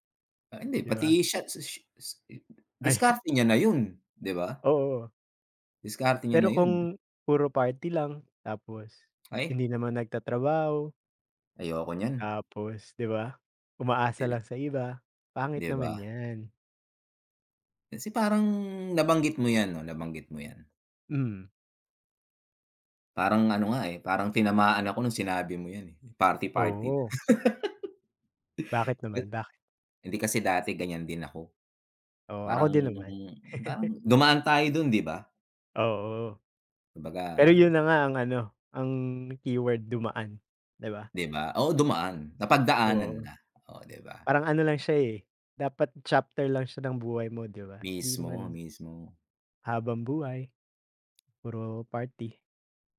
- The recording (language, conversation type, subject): Filipino, unstructured, Paano mo binabalanse ang oras para sa trabaho at oras para sa mga kaibigan?
- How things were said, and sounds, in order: tapping; chuckle; other background noise; unintelligible speech; laugh; drawn out: "Parang"; chuckle